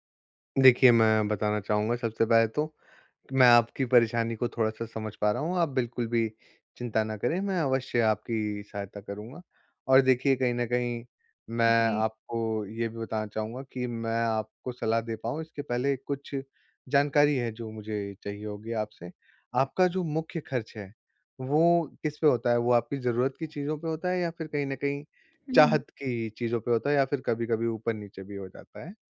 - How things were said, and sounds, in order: none
- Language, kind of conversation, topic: Hindi, advice, आप आवश्यकताओं और चाहतों के बीच संतुलन बनाकर सोच-समझकर खर्च कैसे कर सकते हैं?